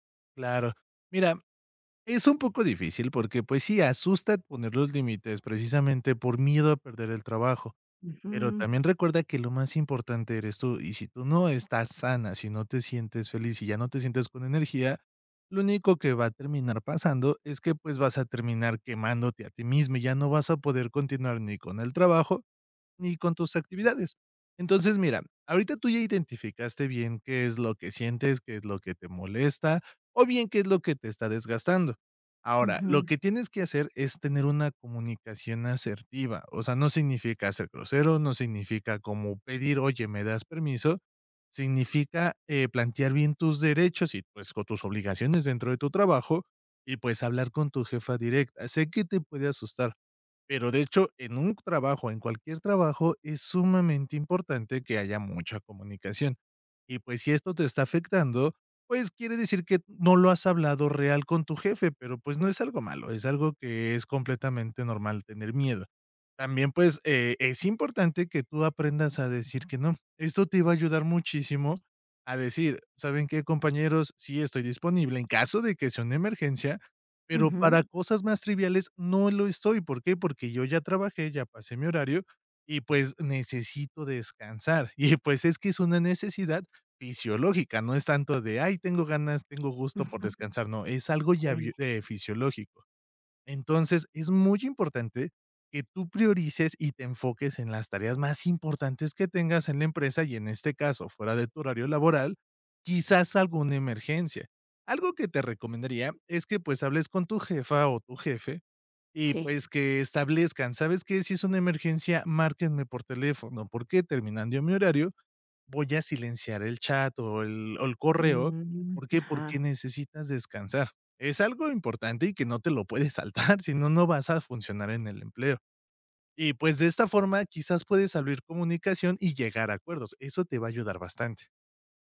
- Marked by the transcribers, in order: tapping; other noise; other background noise; chuckle; giggle; laughing while speaking: "saltar"
- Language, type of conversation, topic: Spanish, advice, ¿De qué manera estoy descuidando mi salud por enfocarme demasiado en el trabajo?